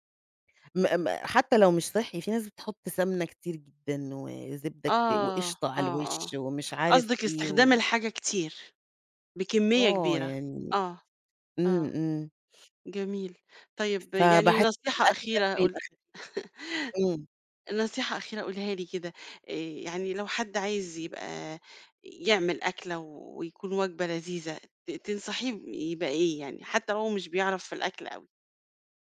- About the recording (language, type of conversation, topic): Arabic, podcast, إزاي بتحوّل مكونات بسيطة لوجبة لذيذة؟
- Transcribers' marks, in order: laugh